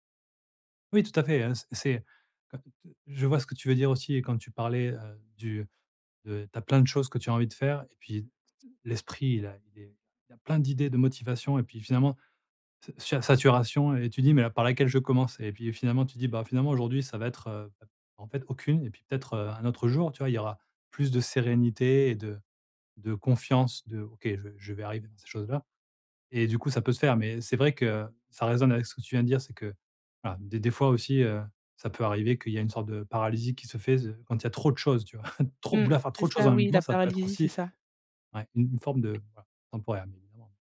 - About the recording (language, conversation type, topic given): French, advice, Comment organiser des routines flexibles pour mes jours libres ?
- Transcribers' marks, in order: chuckle; tapping